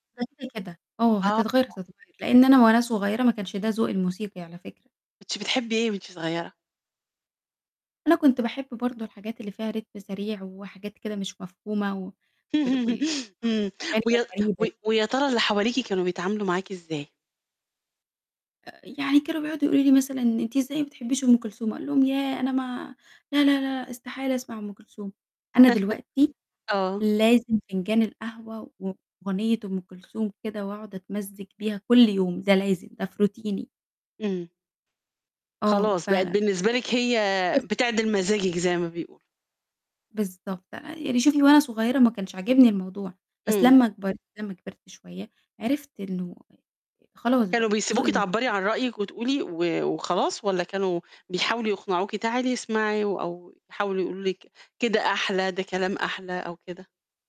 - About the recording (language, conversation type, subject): Arabic, podcast, إيه نوع الموسيقى المفضل عندك وليه؟
- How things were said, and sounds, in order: distorted speech; in English: "rhythm"; laugh; unintelligible speech; chuckle; in English: "روتيني"; static; tapping; unintelligible speech